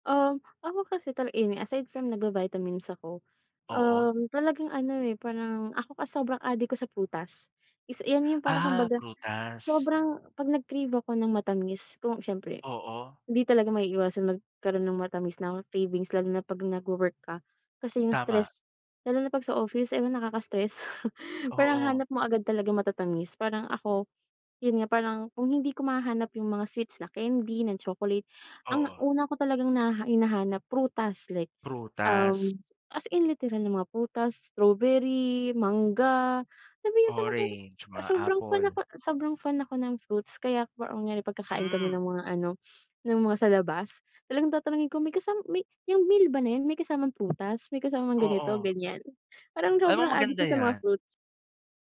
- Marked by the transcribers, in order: in English: "any, aside"; breath; "na" said as "ng"; chuckle; in English: "as in"; other noise
- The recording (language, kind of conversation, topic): Filipino, unstructured, Paano mo pinoprotektahan ang sarili mo laban sa mga sakit?